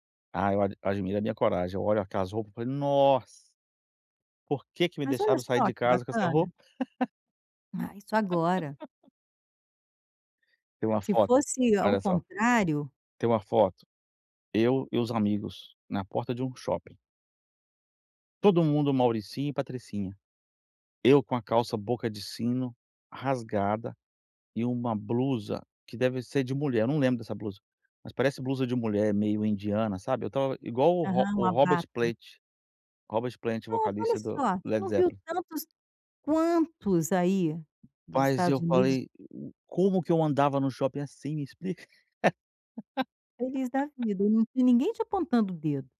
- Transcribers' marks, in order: laugh; tapping; laugh
- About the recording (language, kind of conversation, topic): Portuguese, advice, Como posso separar, no dia a dia, quem eu sou da minha profissão?